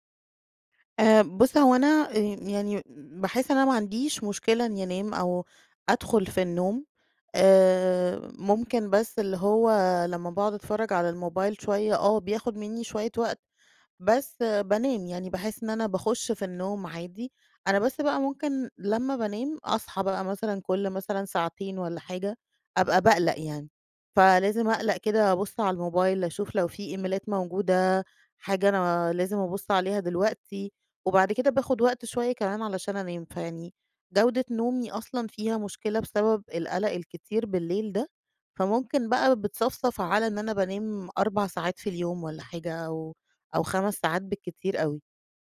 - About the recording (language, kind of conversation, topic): Arabic, advice, إزاي أقدر أبني روتين ليلي ثابت يخلّيني أنام أحسن؟
- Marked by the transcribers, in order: in English: "إيميلات"